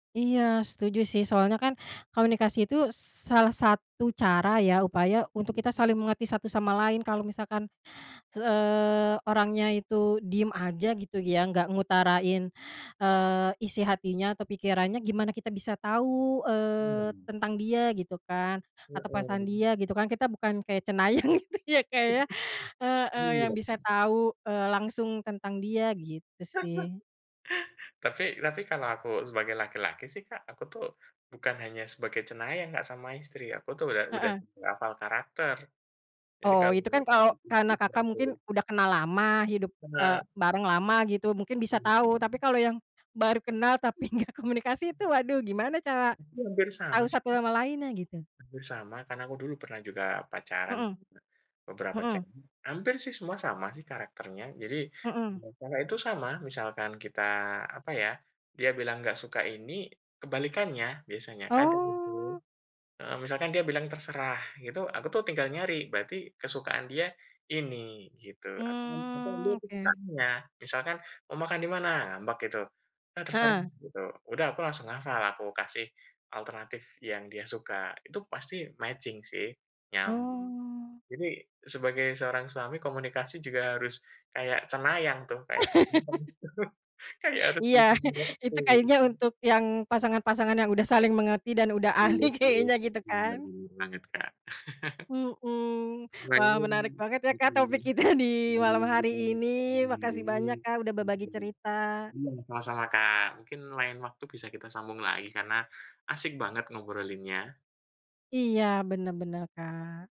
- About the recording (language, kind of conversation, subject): Indonesian, unstructured, Kenapa komunikasi sering menjadi masalah dalam hubungan cinta?
- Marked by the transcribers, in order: other background noise; laughing while speaking: "cenayang, gitu ya, Kak, ya"; chuckle; laugh; unintelligible speech; laughing while speaking: "tapi enggak"; unintelligible speech; in English: "matching"; laugh; chuckle; unintelligible speech; laugh; unintelligible speech; laughing while speaking: "ahli kayaknya"; unintelligible speech; laughing while speaking: "kita di"